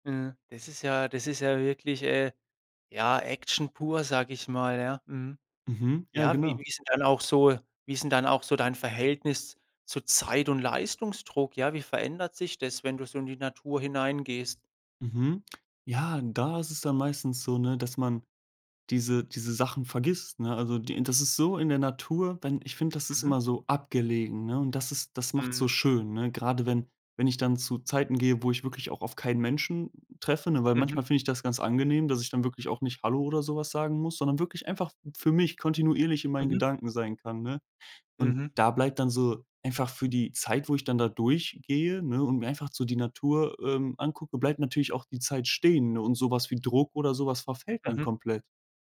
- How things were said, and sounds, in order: tapping
- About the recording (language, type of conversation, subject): German, podcast, Welche Rolle spielt die Natur dabei, dein Leben zu vereinfachen?